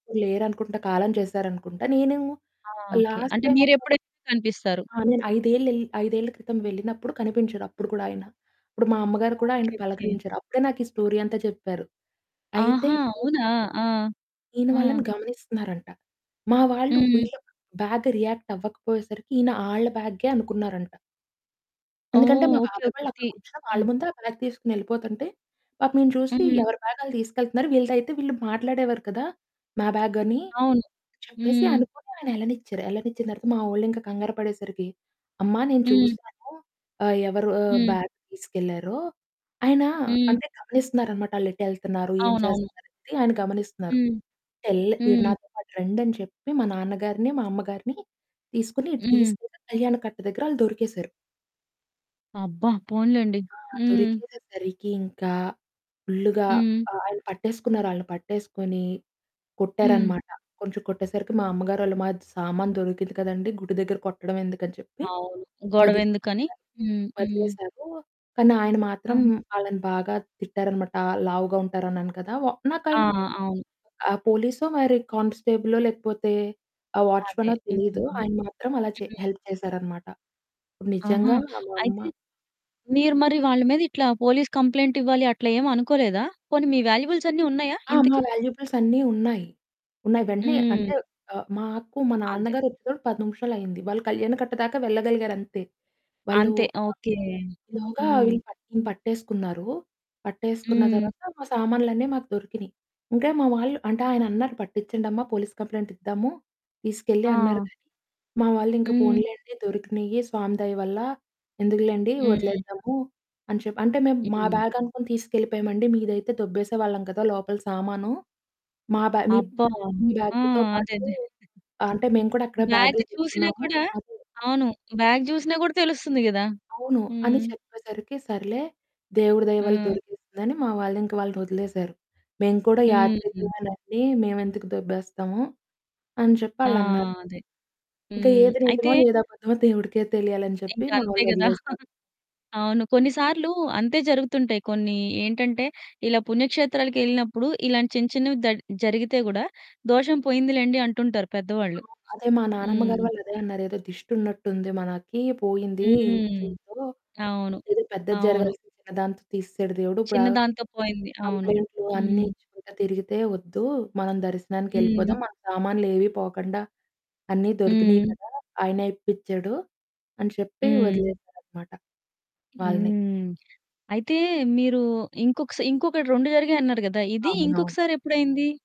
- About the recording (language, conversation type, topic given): Telugu, podcast, మీ బ్యాగ్ పోయి మీరు పెద్ద ఇబ్బంది పడ్డారా?
- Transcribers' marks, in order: in English: "లాస్ట్ టైమ్"; distorted speech; in English: "స్టోరీ"; in English: "బ్యాగ్ రియాక్ట్"; in English: "బ్యాగ్"; in English: "బ్యాగ్"; in English: "బ్యాగ్"; in English: "ఫుల్‌గా"; in English: "హెల్ప్"; in English: "పోలీస్ కంప్లెయింట్"; in English: "వాల్యుబుల్స్"; in English: "వాల్యుబుల్స్"; other background noise; in English: "పోలీస్ కంప్లెయింట్"; in English: "బ్యాగ్"; in English: "బ్యాగ్"; in English: "బ్యాగ్‌తో"; in English: "బ్యాగ్"; in English: "బ్యాగ్"; chuckle